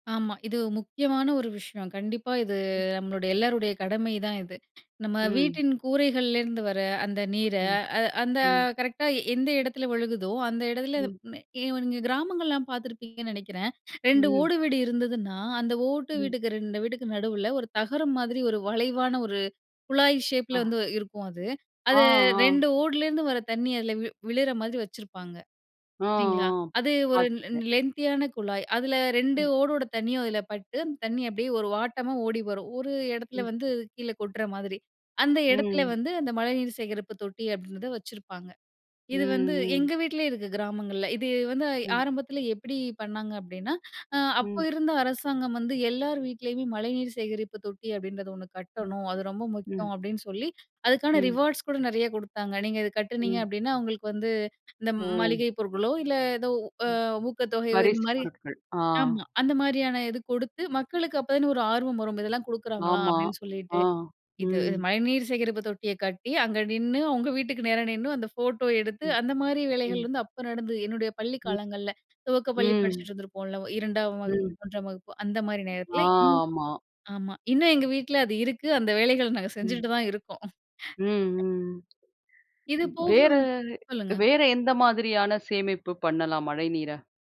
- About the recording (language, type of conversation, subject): Tamil, podcast, மழைநீரை சேமித்து வீட்டில் எப்படி பயன்படுத்தலாம்?
- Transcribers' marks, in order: unintelligible speech; in English: "ஷேப்"; in English: "லெந்த்"; in English: "ரிவார்ட்ஸ்"; laugh